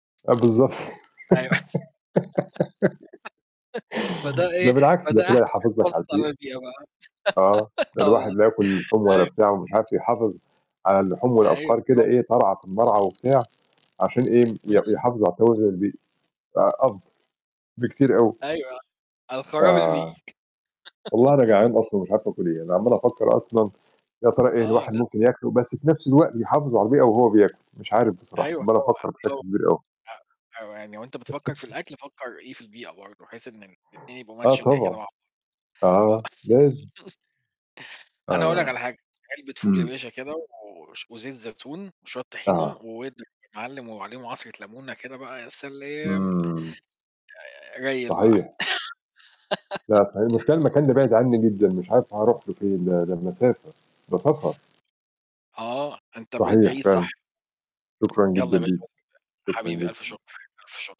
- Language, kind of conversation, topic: Arabic, unstructured, إنت شايف إن الحكومات بتعمل كفاية علشان تحمي البيئة؟
- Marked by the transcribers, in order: mechanical hum; other background noise; giggle; laugh; distorted speech; laugh; laughing while speaking: "طبعًا. أيوه"; tapping; static; laugh; laugh; in English: "matching"; chuckle; laugh; sniff; tsk; unintelligible speech